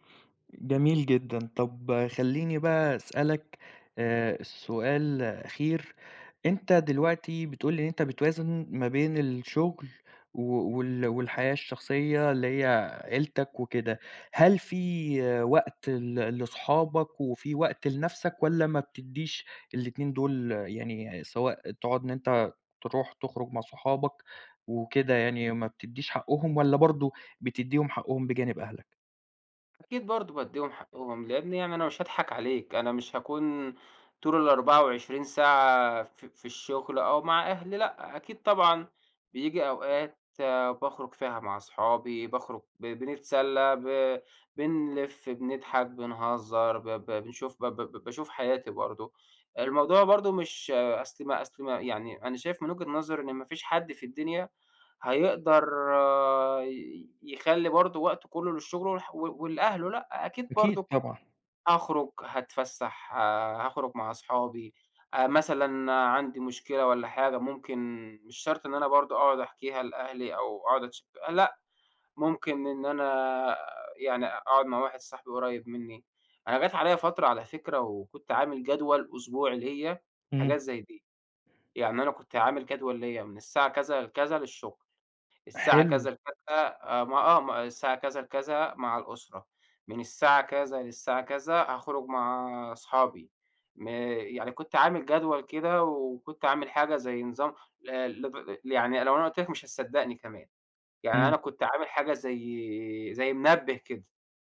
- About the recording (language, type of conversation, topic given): Arabic, podcast, إزاي بتوازن بين الشغل وحياتك الشخصية؟
- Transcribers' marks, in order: other background noise